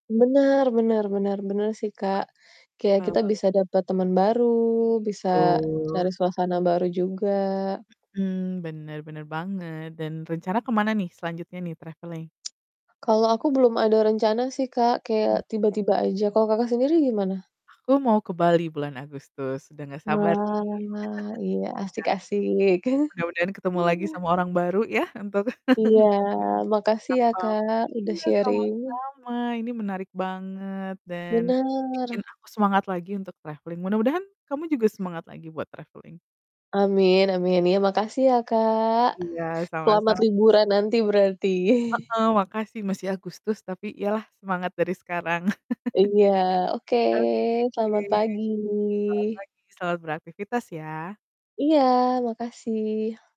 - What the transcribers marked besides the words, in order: other background noise; in English: "traveling?"; tsk; static; distorted speech; drawn out: "Wah"; chuckle; chuckle; unintelligible speech; in English: "sharing"; in English: "traveling"; in English: "traveling"; chuckle; chuckle
- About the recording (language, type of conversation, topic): Indonesian, unstructured, Pernahkah kamu bertemu orang baru yang menarik saat bepergian?